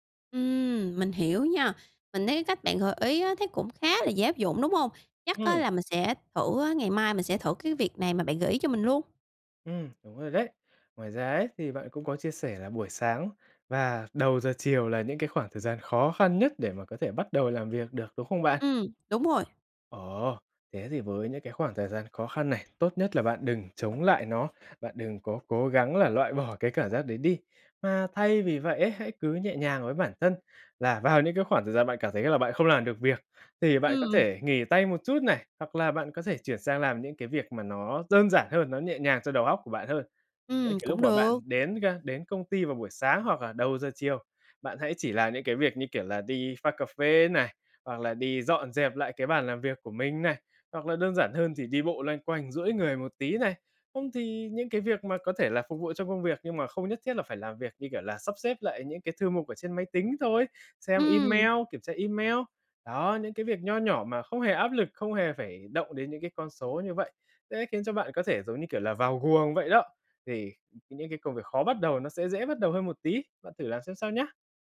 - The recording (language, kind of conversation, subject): Vietnamese, advice, Làm sao để chấp nhận cảm giác buồn chán trước khi bắt đầu làm việc?
- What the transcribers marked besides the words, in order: tapping; other background noise; unintelligible speech